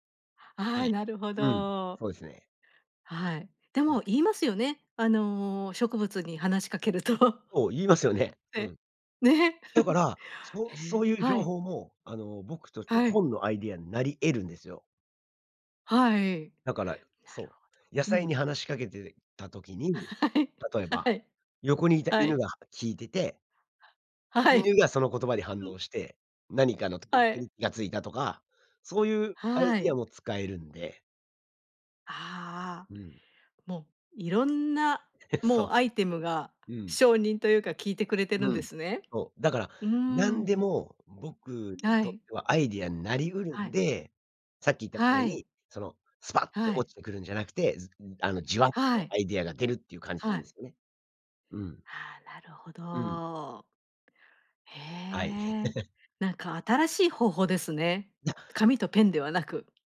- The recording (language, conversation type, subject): Japanese, podcast, アイデアをどのように書き留めていますか？
- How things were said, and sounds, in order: laughing while speaking: "話しかけると"; tapping; chuckle; laugh; laughing while speaking: "はい、はい"; other background noise; chuckle; chuckle